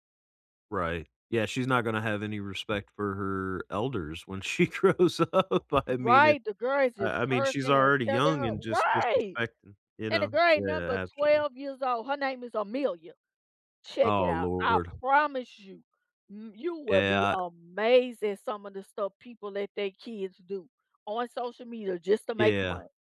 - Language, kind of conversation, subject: English, unstructured, Do you think social media has been spreading more truth or more lies lately?
- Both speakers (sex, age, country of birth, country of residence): female, 40-44, United States, United States; male, 40-44, United States, United States
- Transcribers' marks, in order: laughing while speaking: "she grows up. I mean, it"; other background noise